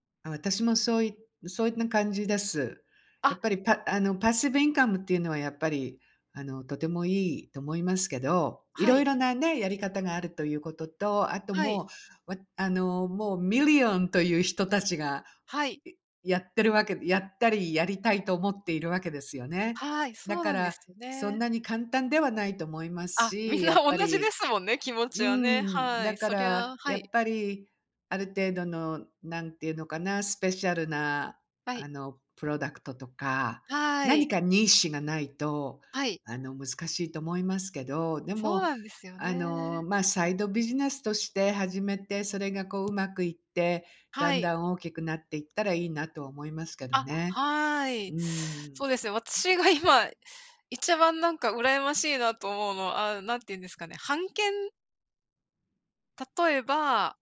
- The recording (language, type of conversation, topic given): Japanese, unstructured, 将来の目標は何ですか？
- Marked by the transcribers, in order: put-on voice: "passive income"; in English: "passive income"; put-on voice: "million"; in English: "million"; laughing while speaking: "みんな同じですもんね、気持ちはね"; put-on voice: "product"; in English: "product"; put-on voice: "niche"; in English: "niche"; other noise; laughing while speaking: "今"